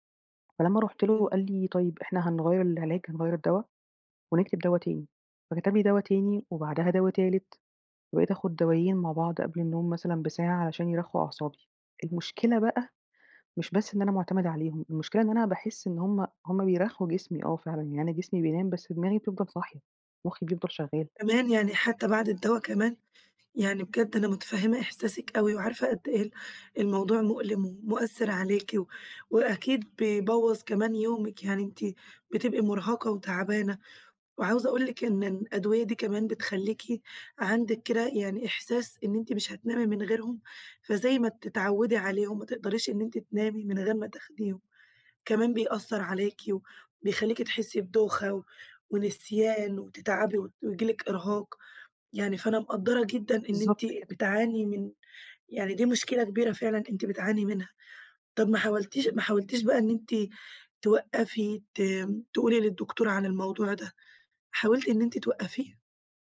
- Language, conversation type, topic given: Arabic, advice, إزاي اعتمادك الزيادة على أدوية النوم مأثر عليك؟
- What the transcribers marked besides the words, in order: unintelligible speech; tapping; other background noise